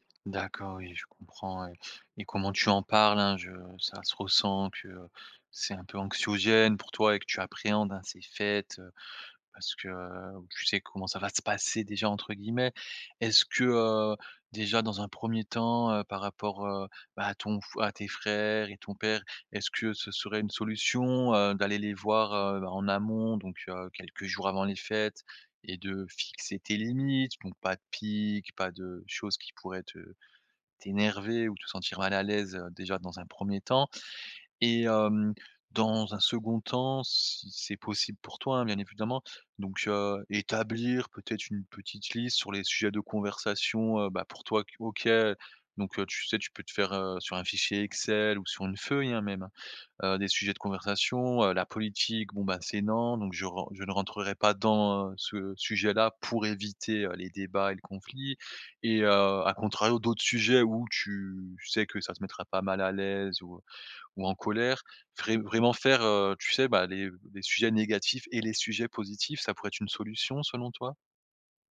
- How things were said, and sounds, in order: none
- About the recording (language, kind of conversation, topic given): French, advice, Comment puis-je me sentir plus à l’aise pendant les fêtes et les célébrations avec mes amis et ma famille ?